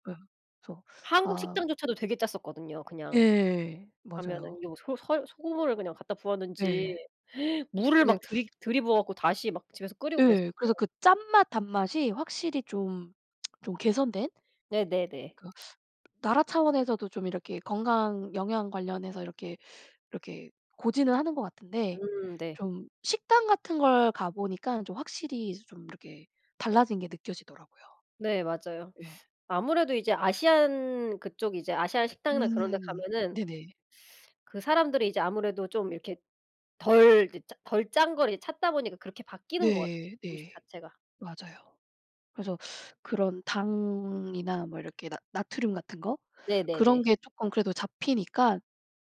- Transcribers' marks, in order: gasp; lip smack; tapping; teeth sucking
- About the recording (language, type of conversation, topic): Korean, unstructured, 아침 식사와 저녁 식사 중 어떤 식사를 더 중요하게 생각하시나요?